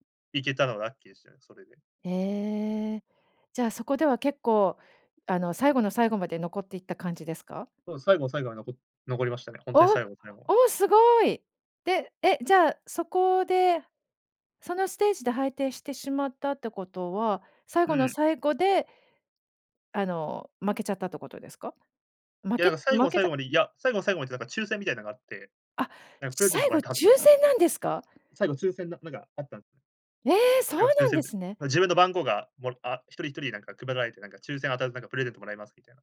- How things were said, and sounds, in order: none
- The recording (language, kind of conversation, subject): Japanese, podcast, ライブやコンサートで最も印象に残っている出来事は何ですか？